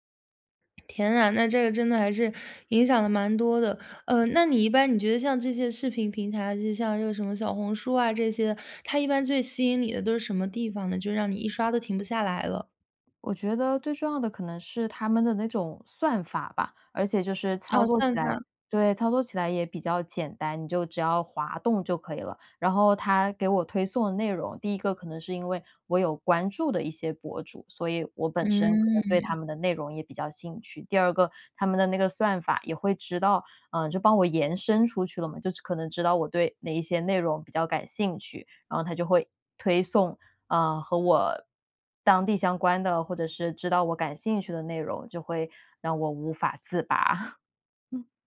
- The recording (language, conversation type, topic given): Chinese, podcast, 你会用哪些方法来对抗手机带来的分心？
- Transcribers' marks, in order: other background noise; chuckle